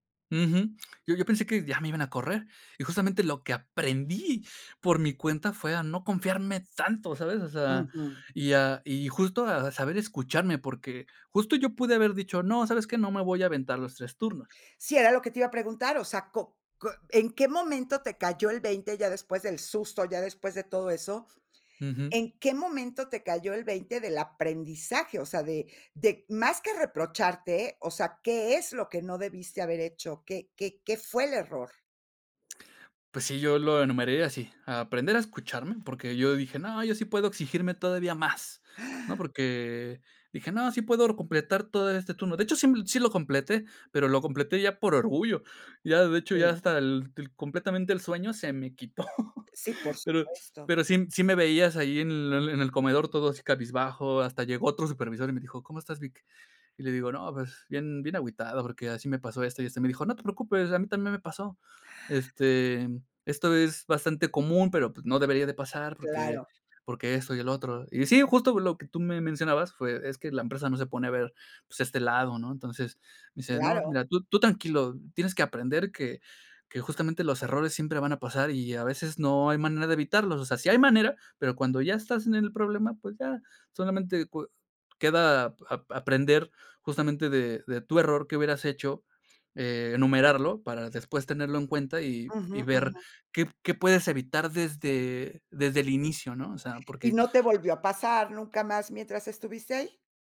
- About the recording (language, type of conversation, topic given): Spanish, podcast, ¿Qué errores cometiste al aprender por tu cuenta?
- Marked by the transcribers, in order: chuckle